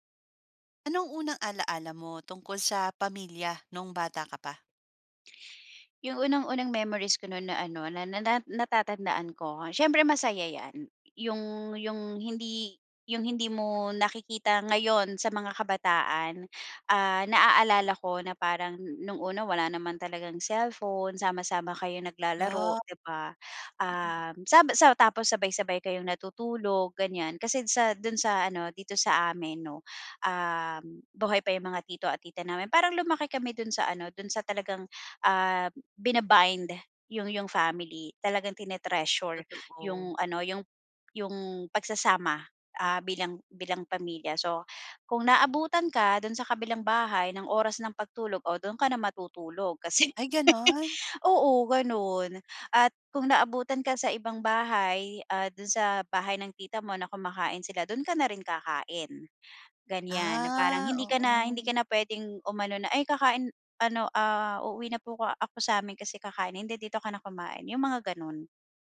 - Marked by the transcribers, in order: laughing while speaking: "kasi"
- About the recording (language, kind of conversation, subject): Filipino, podcast, Ano ang unang alaala mo tungkol sa pamilya noong bata ka?